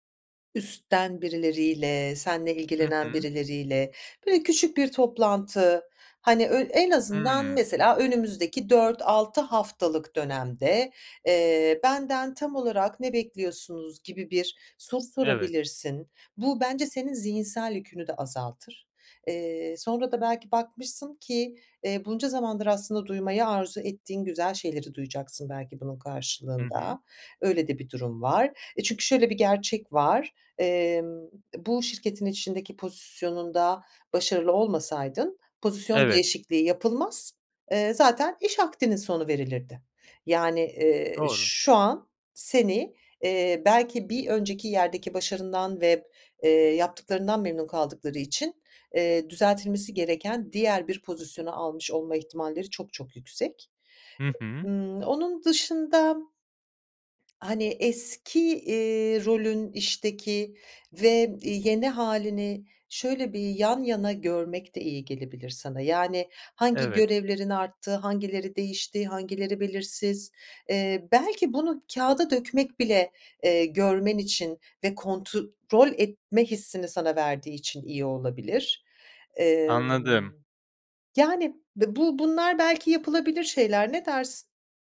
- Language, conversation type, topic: Turkish, advice, İş yerinde büyük bir rol değişikliği yaşadığınızda veya yeni bir yönetim altında çalışırken uyum süreciniz nasıl ilerliyor?
- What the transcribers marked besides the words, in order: tapping; other background noise